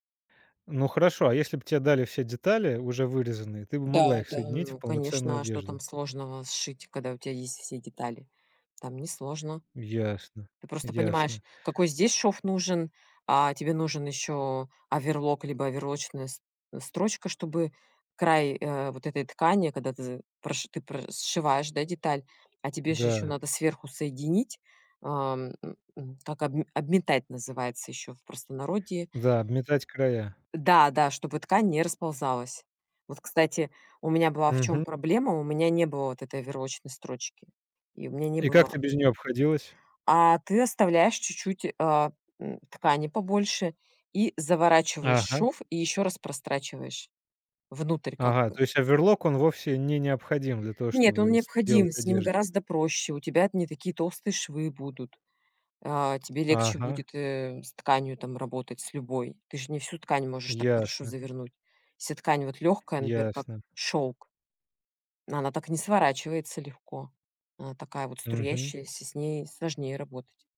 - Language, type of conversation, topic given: Russian, podcast, Как найти свой стиль, если не знаешь, с чего начать?
- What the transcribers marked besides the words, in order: none